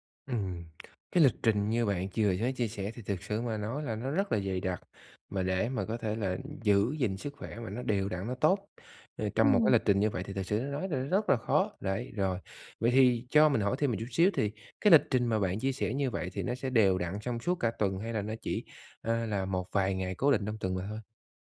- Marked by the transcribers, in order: none
- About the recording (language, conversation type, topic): Vietnamese, advice, Làm thế nào để nhận biết khi nào cơ thể cần nghỉ ngơi?